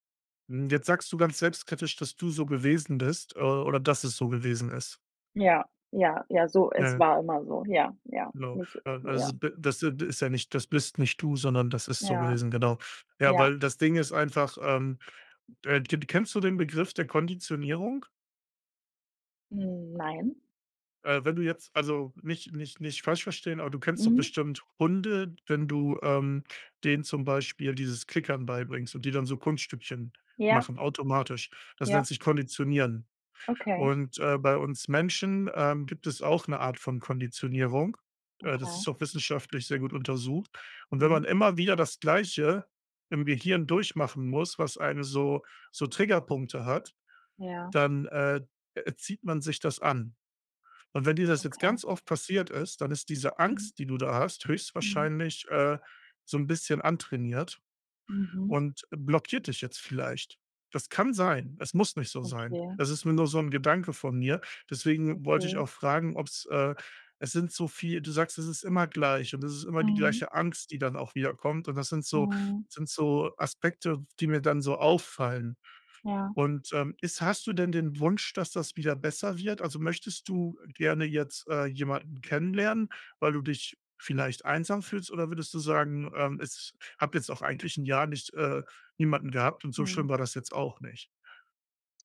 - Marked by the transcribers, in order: other noise; drawn out: "Nein"
- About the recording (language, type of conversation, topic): German, advice, Wie gehst du mit Unsicherheit nach einer Trennung oder beim Wiedereinstieg ins Dating um?